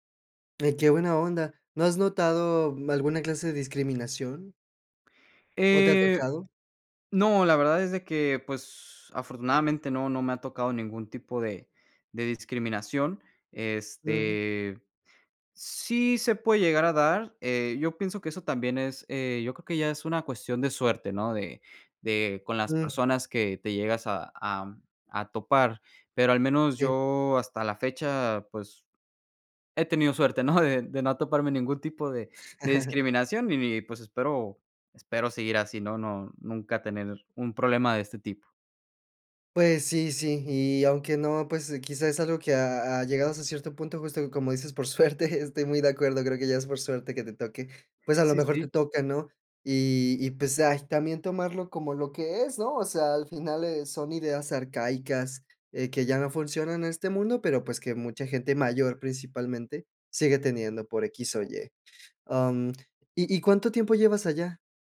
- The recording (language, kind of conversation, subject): Spanish, podcast, ¿Qué cambio de ciudad te transformó?
- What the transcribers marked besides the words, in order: laughing while speaking: "suerte ¿no?"; chuckle; laughing while speaking: "suerte"